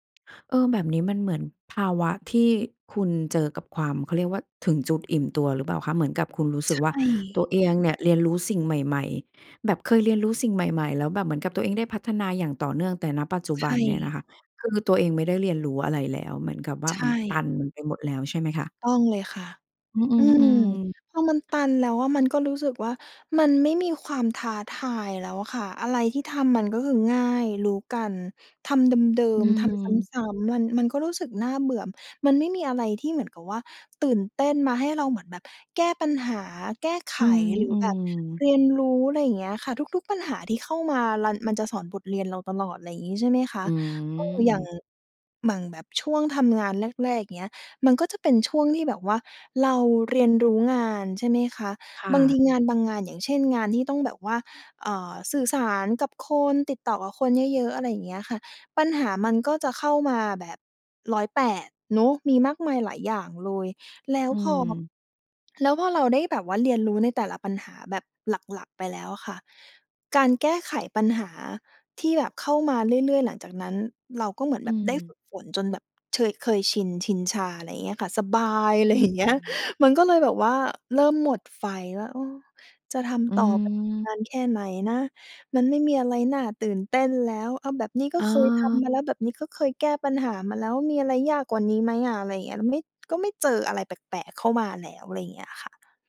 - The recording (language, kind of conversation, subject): Thai, podcast, อะไรคือสัญญาณว่าคุณควรเปลี่ยนเส้นทางอาชีพ?
- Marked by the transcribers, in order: drawn out: "อืม"; laughing while speaking: "ไร"